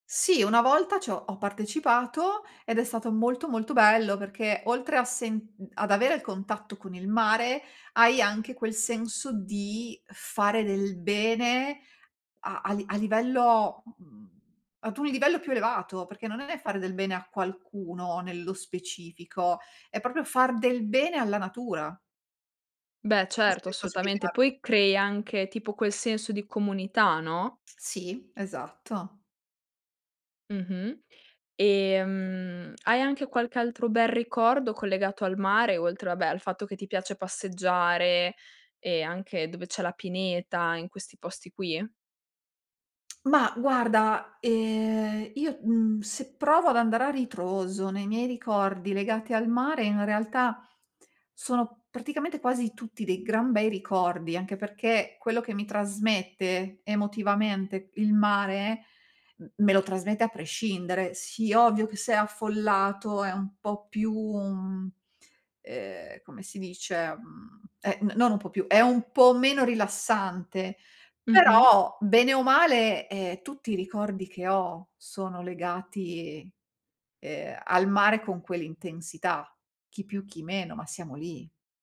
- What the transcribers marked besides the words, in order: "proprio" said as "popio"; "Assolutamente" said as "assoutamente"; "spiegare" said as "spiegà"; tapping
- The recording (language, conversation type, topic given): Italian, podcast, Come descriveresti il tuo rapporto con il mare?